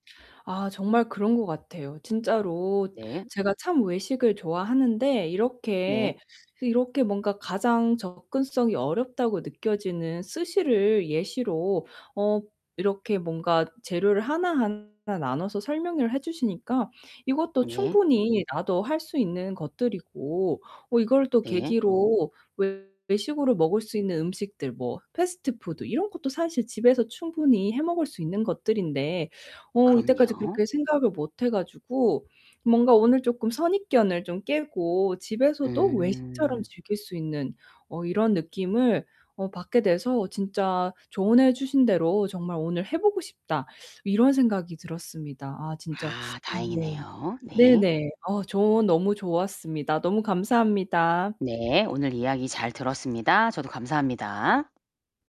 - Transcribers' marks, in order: distorted speech; other background noise; tapping
- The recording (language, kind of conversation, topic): Korean, advice, 식비 예산 때문에 건강한 식사를 포기하게 된 이유와 상황은 무엇인가요?